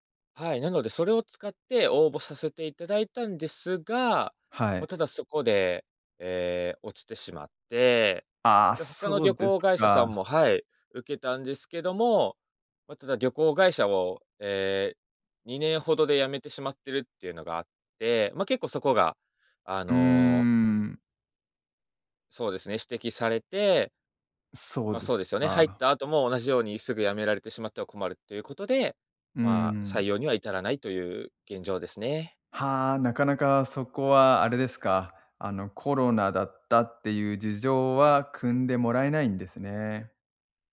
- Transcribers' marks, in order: none
- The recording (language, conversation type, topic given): Japanese, advice, 退職後、日々の生きがいや自分の役割を失ったと感じるのは、どんなときですか？